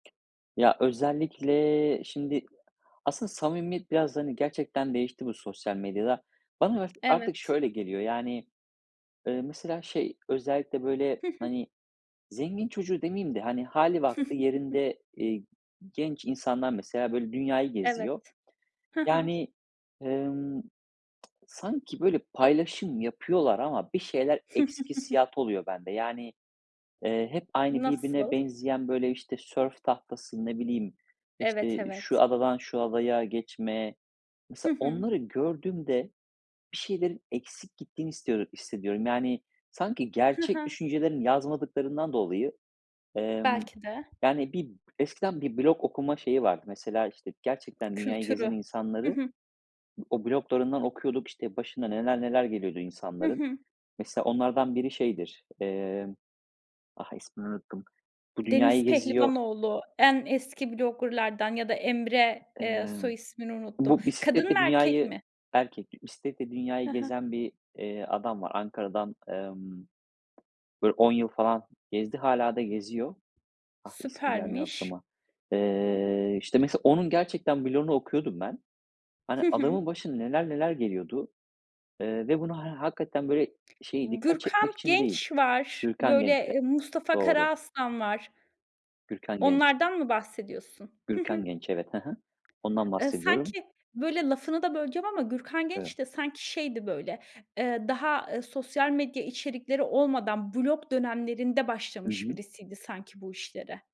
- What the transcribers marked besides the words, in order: drawn out: "özellikle"; tapping; giggle; giggle; other background noise; in English: "blogger'lardan"
- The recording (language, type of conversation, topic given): Turkish, podcast, Sosyal medyada samimi olmak ne anlama gelir ve bunu nasıl yapabiliriz?